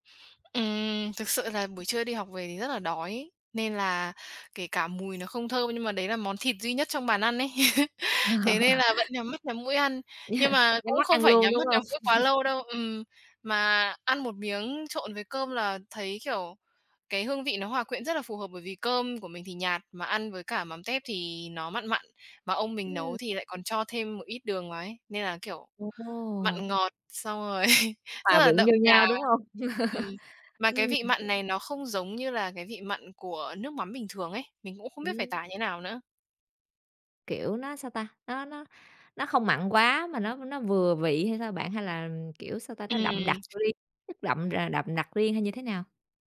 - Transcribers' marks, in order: other background noise; laugh; chuckle; chuckle; chuckle; chuckle; tapping
- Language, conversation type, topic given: Vietnamese, podcast, Gia đình bạn có món ăn truyền thống nào không?